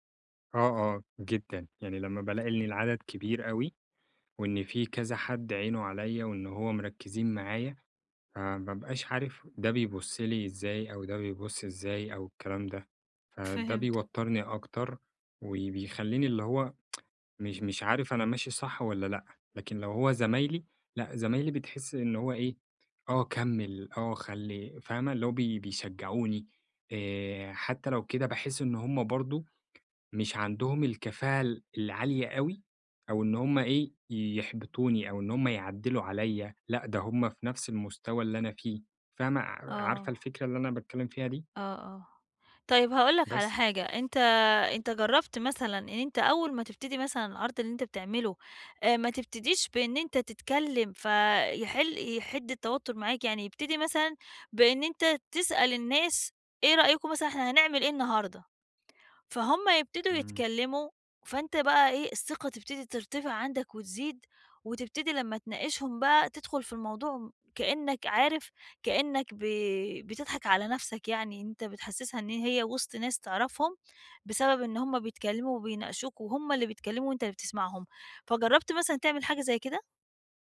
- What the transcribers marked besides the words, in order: other background noise; horn; tsk; tapping
- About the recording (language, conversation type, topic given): Arabic, advice, إزاي أهدّي نفسي بسرعة لما تبدأ عندي أعراض القلق؟